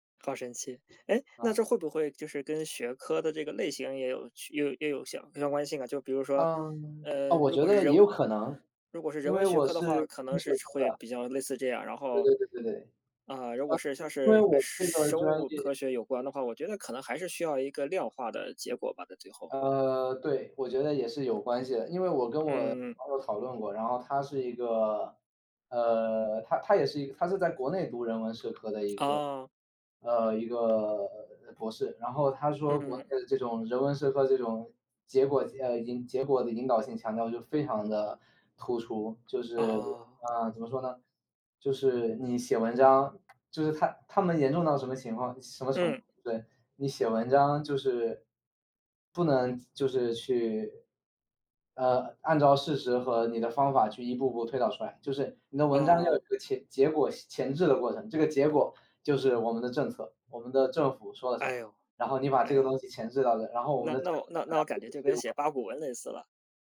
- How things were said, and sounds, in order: tapping; other background noise; unintelligible speech
- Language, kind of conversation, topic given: Chinese, unstructured, 你曾经因为某些文化习俗而感到惊讶吗？